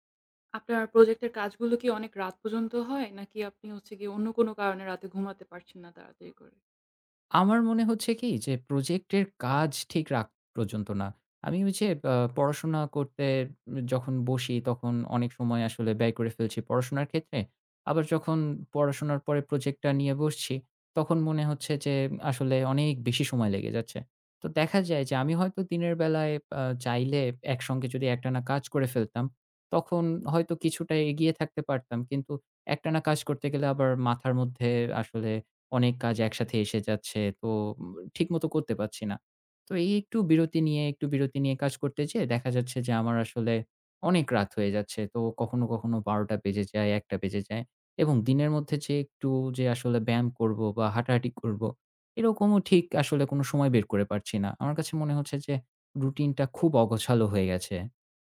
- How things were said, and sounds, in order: tapping; other background noise; "রাত" said as "রাক"
- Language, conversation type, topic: Bengali, advice, স্বাস্থ্যকর রুটিন শুরু করার জন্য আমার অনুপ্রেরণা কেন কম?